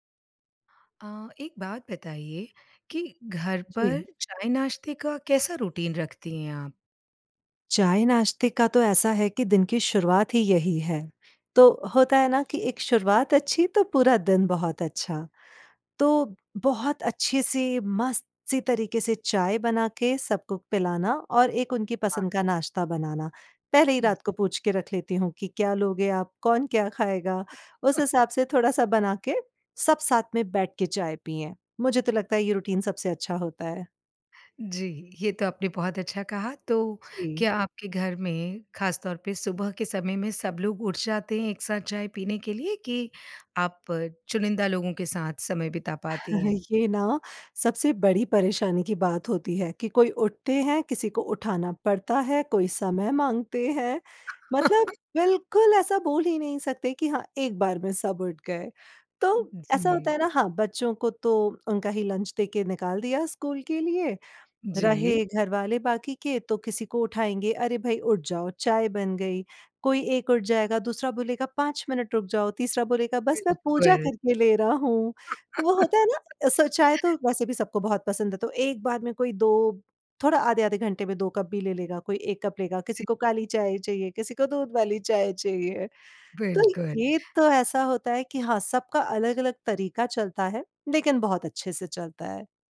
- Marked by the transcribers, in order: in English: "रूटीन"; in English: "रूटीन"; chuckle; other background noise; chuckle; in English: "लंच"; in English: "सो"; laugh
- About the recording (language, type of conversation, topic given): Hindi, podcast, घर पर चाय-नाश्ते का रूटीन आपका कैसा रहता है?